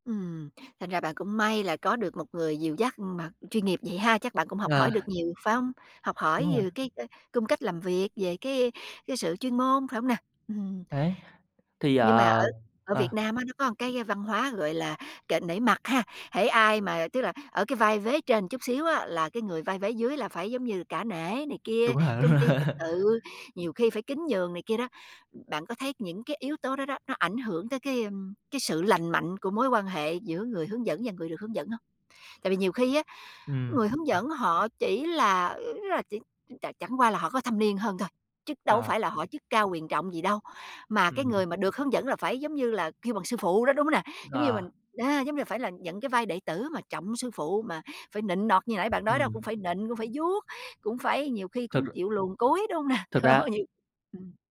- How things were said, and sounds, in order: other background noise; "một" said as "ờn"; "một" said as "ừn"; laughing while speaking: "đúng rồi"; laugh; tapping; laugh
- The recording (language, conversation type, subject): Vietnamese, podcast, Người cố vấn lý tưởng của bạn là người như thế nào?